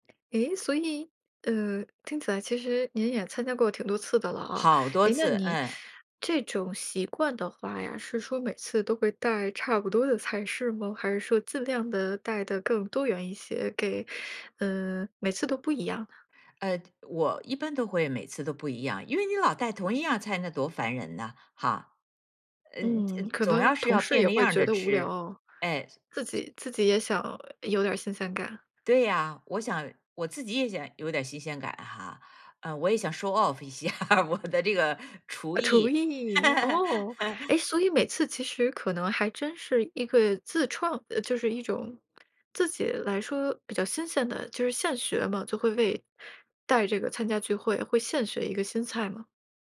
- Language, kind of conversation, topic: Chinese, podcast, 你觉得有哪些适合带去聚会一起分享的菜品？
- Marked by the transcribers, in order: in English: "Show Of"; laughing while speaking: "一下我的这个"; laugh